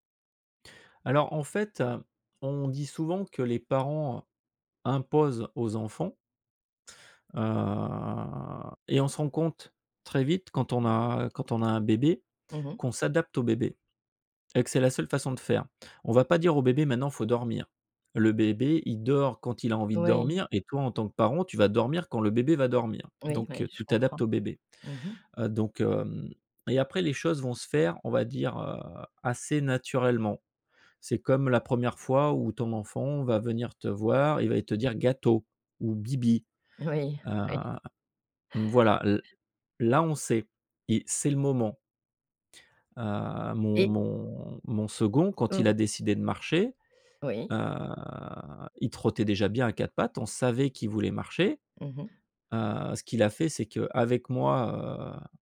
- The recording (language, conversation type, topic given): French, podcast, Comment expliques-tu les règles d’utilisation des outils numériques à tes enfants ?
- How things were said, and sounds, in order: drawn out: "heu"; laughing while speaking: "Oui, oui"; drawn out: "heu"